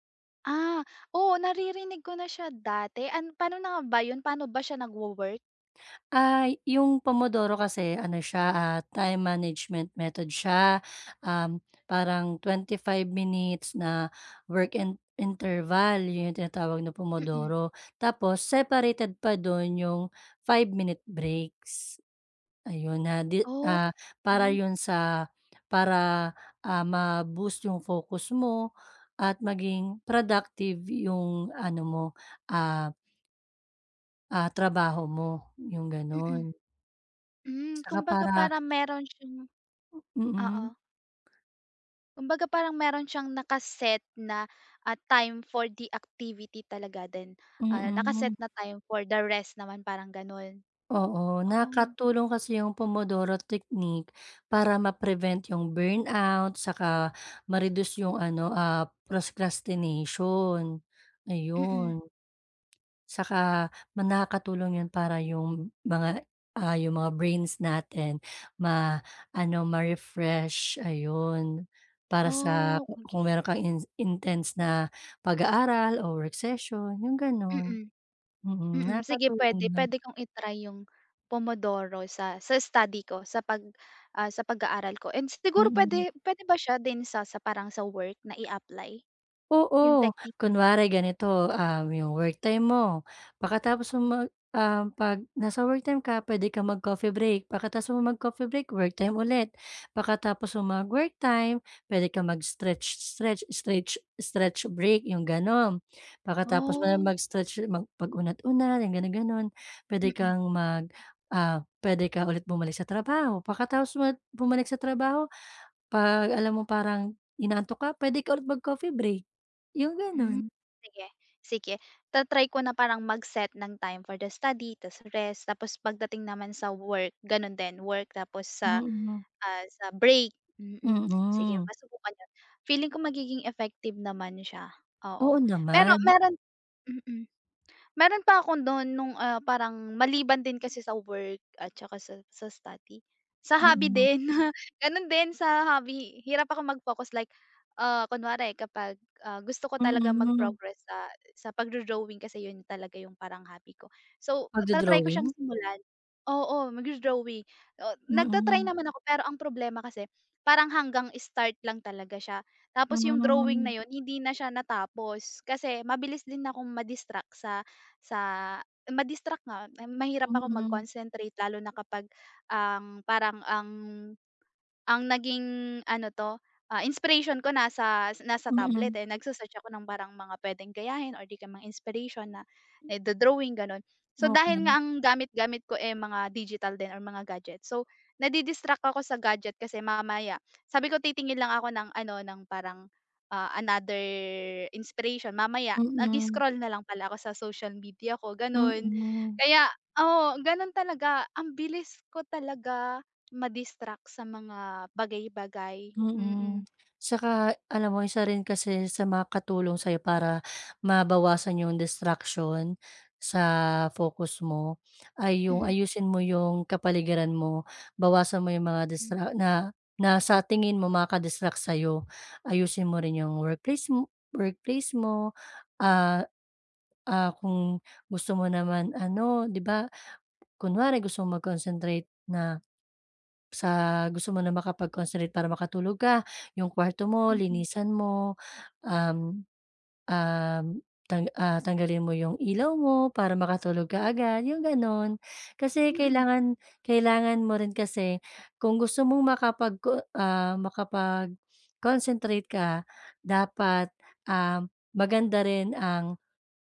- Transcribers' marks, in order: other background noise; tapping; "procrastination" said as "proscrastination"; background speech; sniff
- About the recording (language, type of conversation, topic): Filipino, advice, Paano ko mapapanatili ang konsentrasyon ko habang gumagawa ng mahahabang gawain?